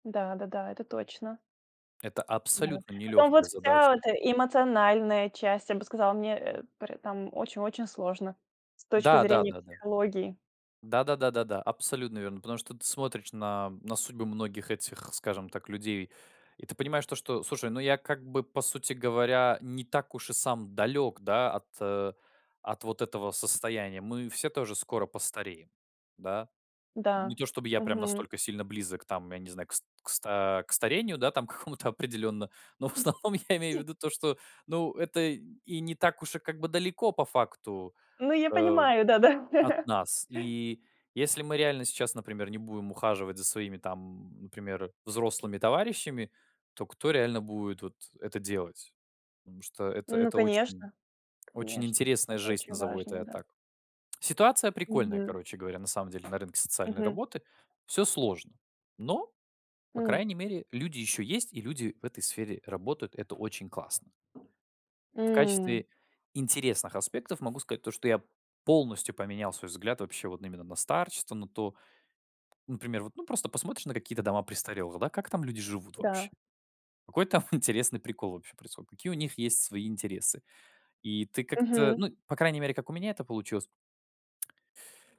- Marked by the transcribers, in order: laughing while speaking: "какому-то"; unintelligible speech; laughing while speaking: "основном я"; tapping; laugh; tsk; laughing while speaking: "интересный"; tsk
- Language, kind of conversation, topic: Russian, podcast, Какой рабочий опыт сильно тебя изменил?